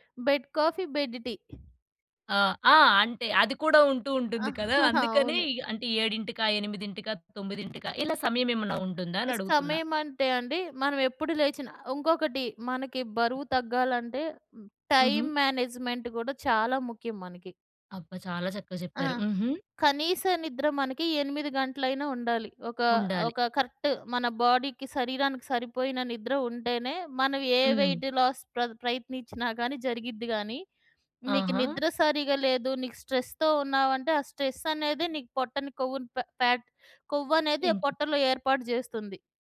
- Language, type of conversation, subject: Telugu, podcast, కొత్త ఆరోగ్య అలవాటు మొదలుపెట్టే వారికి మీరు ఏమి చెప్పాలనుకుంటారు?
- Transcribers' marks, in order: in English: "బెడ్ కాఫీ బెడ్"; chuckle; chuckle; other background noise; in English: "మేనేజ్‌మెంట్"; in English: "కరెక్ట్"; in English: "బోడీకి"; in English: "వెయిట్‌లాస్"; in English: "స్ట్రెస్‌తో"; in English: "స్ట్రెస్"; in English: "ఫ్యాట్"